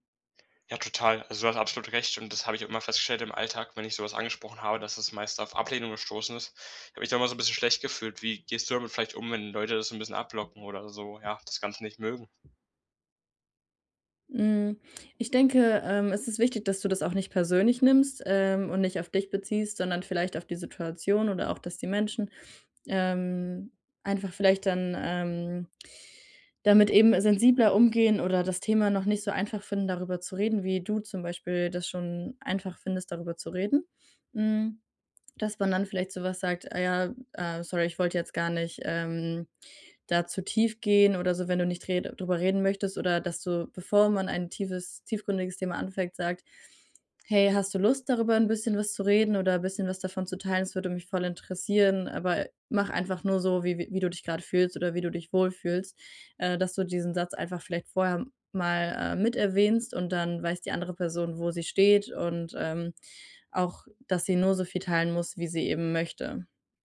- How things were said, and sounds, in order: other background noise; tapping
- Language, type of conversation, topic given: German, advice, Wie kann ich oberflächlichen Smalltalk vermeiden, wenn ich mir tiefere Gespräche wünsche?